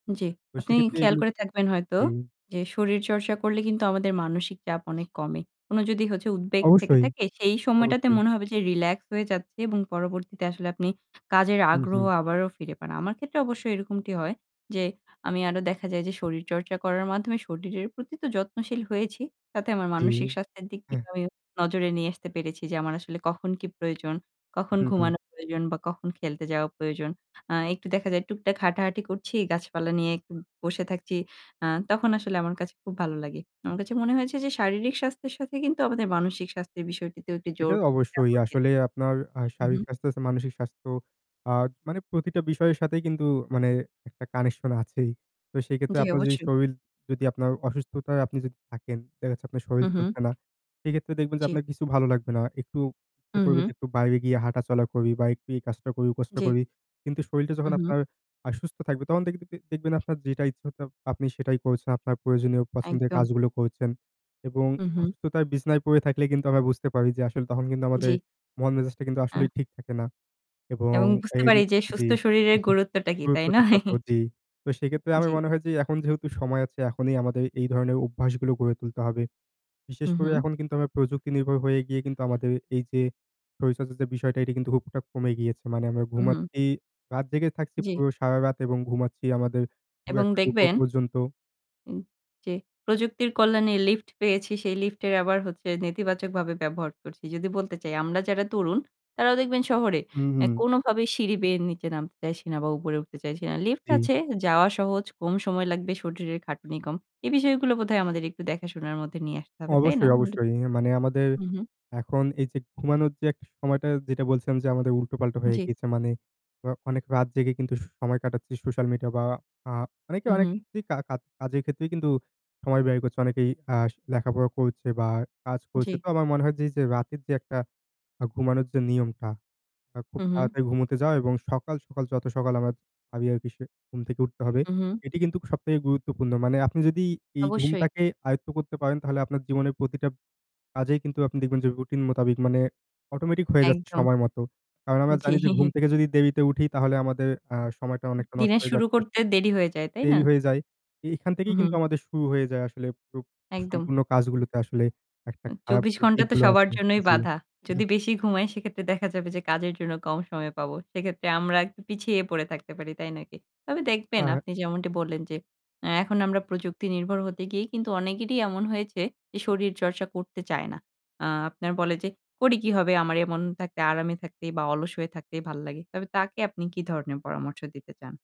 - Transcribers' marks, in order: static; other background noise; distorted speech; "শরীর" said as "শরীল"; "শরীর" said as "শরীল"; tapping; "শরীরটা" said as "শরীলটা"; chuckle; laughing while speaking: "নয়?"; chuckle; unintelligible speech; laughing while speaking: "জ্বি"; unintelligible speech; cough
- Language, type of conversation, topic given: Bengali, unstructured, শরীরচর্চা করার ফলে তোমার জীবনধারায় কী কী পরিবর্তন এসেছে?